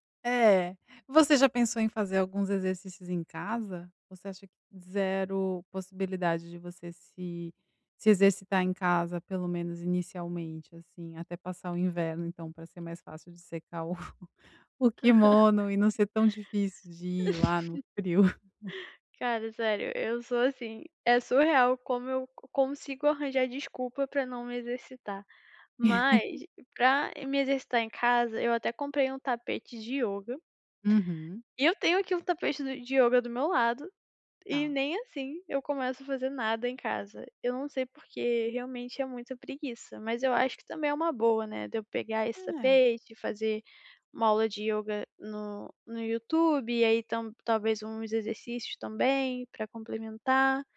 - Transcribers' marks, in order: laugh; chuckle; laugh; laugh; tapping
- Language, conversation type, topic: Portuguese, advice, Como posso começar a treinar e criar uma rotina sem ansiedade?